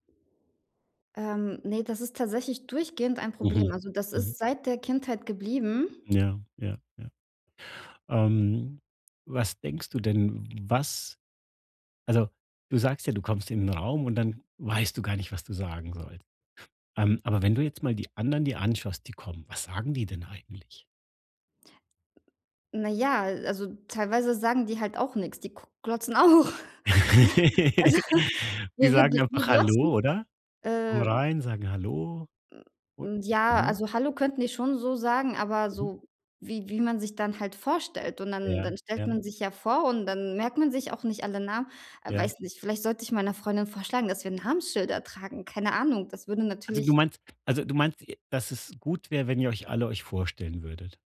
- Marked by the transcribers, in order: other background noise; laugh; laughing while speaking: "auch. Also, wir wir wir glotzen"
- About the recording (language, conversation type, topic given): German, advice, Warum fühle ich mich auf Partys und Veranstaltungen oft unwohl und überfordert?